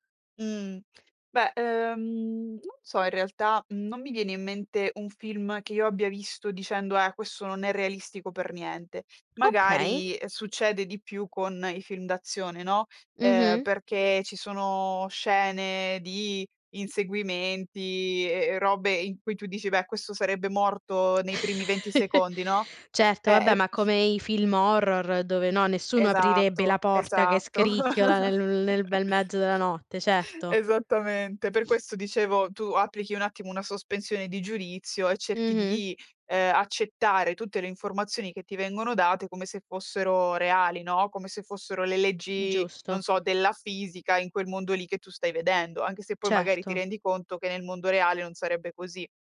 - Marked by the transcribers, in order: drawn out: "ehm"; tapping; chuckle; other noise; chuckle; sniff
- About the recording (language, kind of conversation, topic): Italian, podcast, Come si costruisce un mondo credibile in un film?